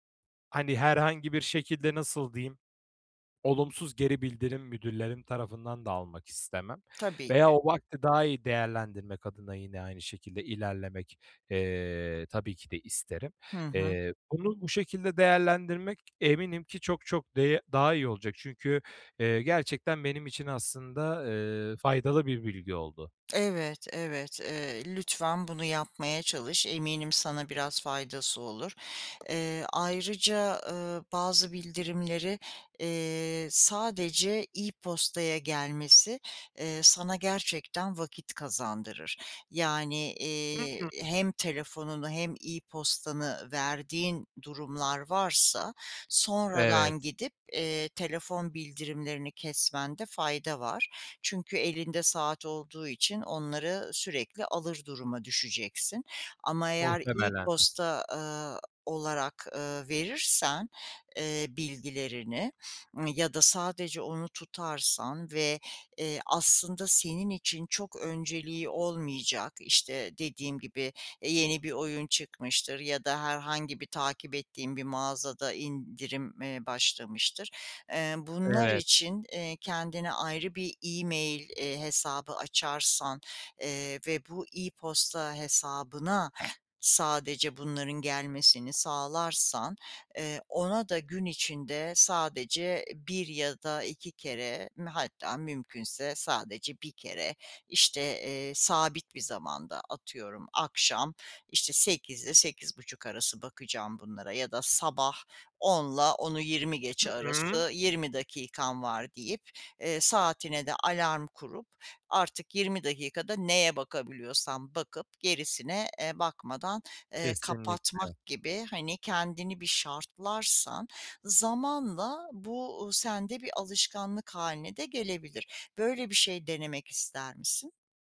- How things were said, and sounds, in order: other background noise; unintelligible speech; other noise
- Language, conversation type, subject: Turkish, advice, E-postalarımı, bildirimlerimi ve dosyalarımı düzenli ve temiz tutmanın basit yolları nelerdir?